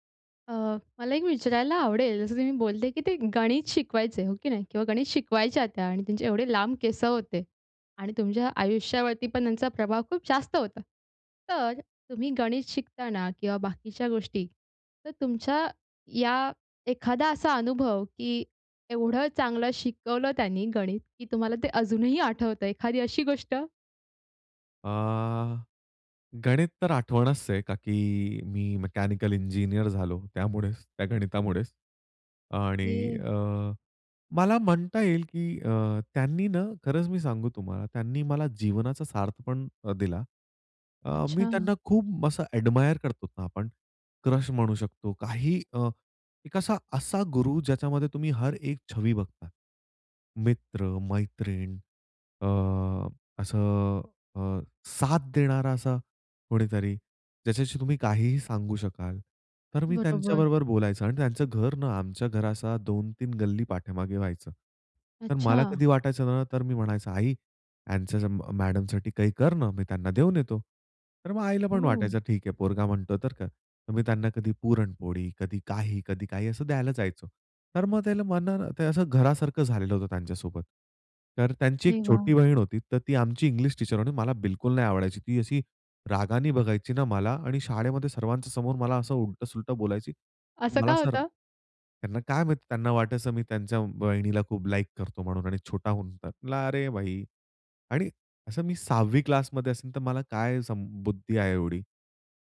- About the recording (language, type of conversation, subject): Marathi, podcast, शाळेतल्या एखाद्या शिक्षकामुळे कधी शिकायला प्रेम झालंय का?
- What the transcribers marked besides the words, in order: laughing while speaking: "त्यामुळेच त्या गणितामुळेच"; other background noise; in English: "एडमायर"; in English: "क्रश"; in English: "इंग्लिश टीचर"